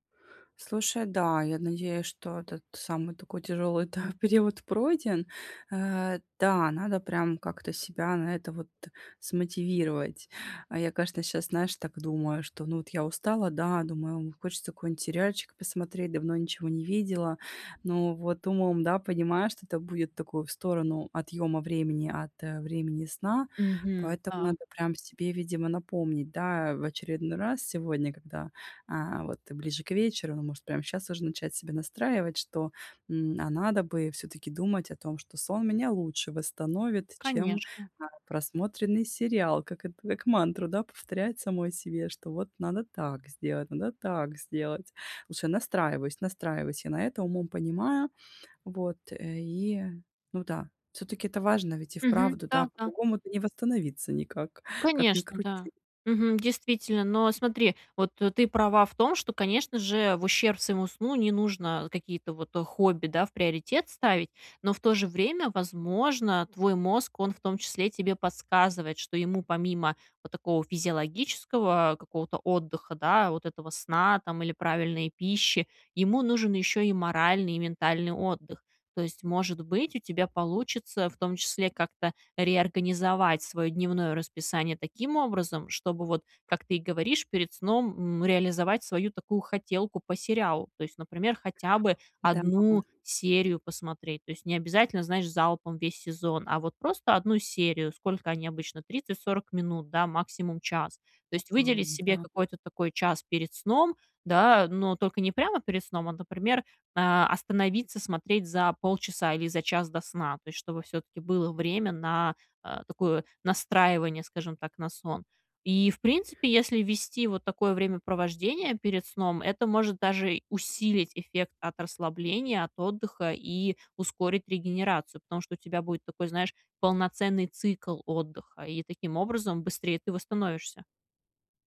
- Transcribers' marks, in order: "конечно" said as "кашто"
- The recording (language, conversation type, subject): Russian, advice, Как улучшить сон и восстановление при активном образе жизни?